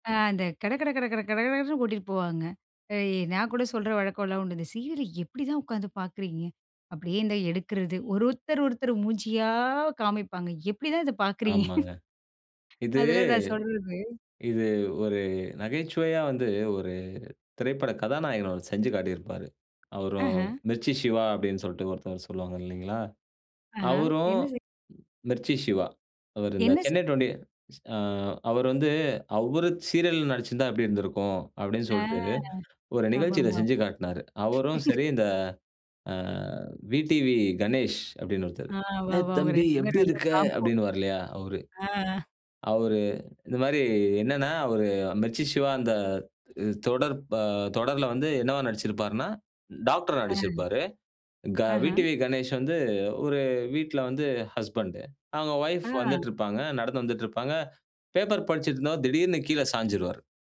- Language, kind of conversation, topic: Tamil, podcast, OTT தொடர்கள் சினிமாவை ஒரே நேரத்தில் ஒடுக்குகின்றனவா?
- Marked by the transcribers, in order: laugh; other noise; laugh; put-on voice: "டேய் தம்பி எப்டி இருக்க"